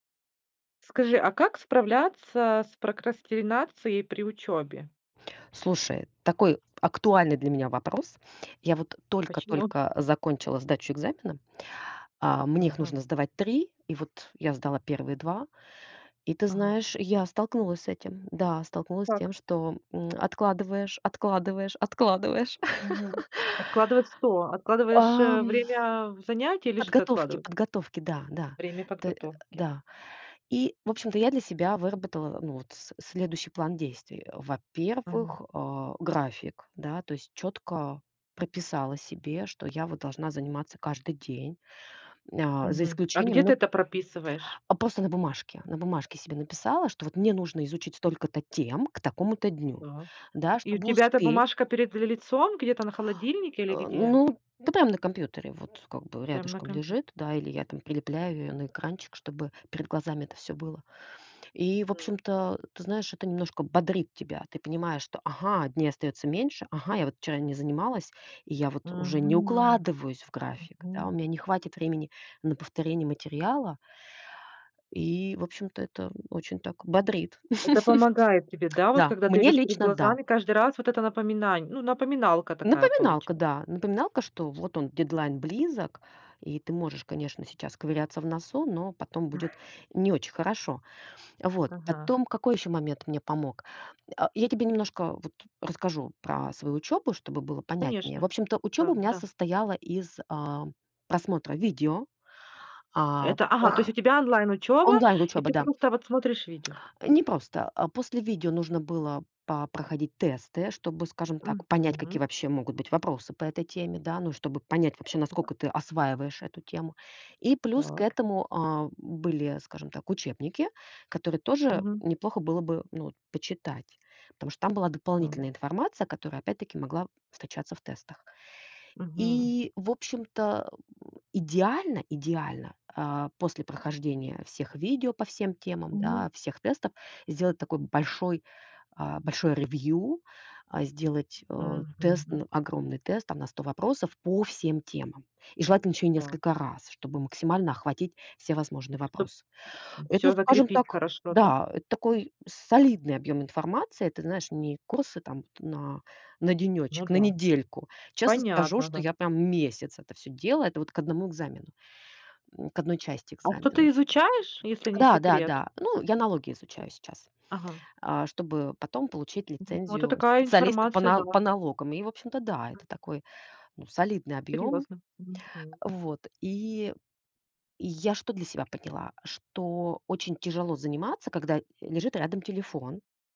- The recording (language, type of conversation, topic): Russian, podcast, Как справляться с прокрастинацией при учёбе?
- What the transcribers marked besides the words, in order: other background noise; tapping; "что" said as "cто"; laugh; other noise; grunt; chuckle; chuckle; grunt; chuckle